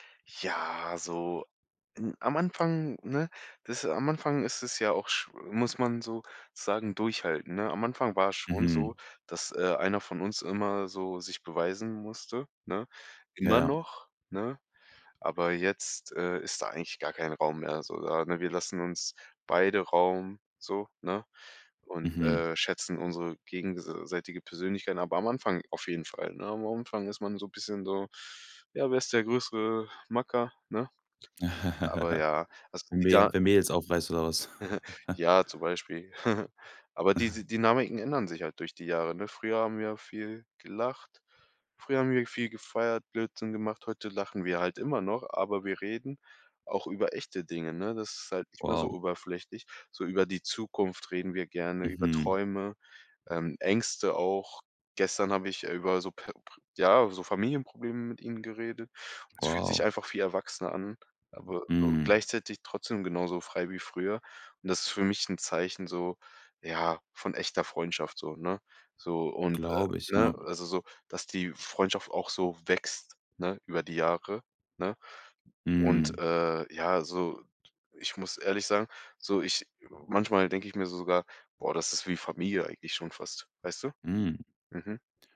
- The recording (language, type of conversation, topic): German, podcast, Welche Freundschaft ist mit den Jahren stärker geworden?
- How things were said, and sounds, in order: chuckle; chuckle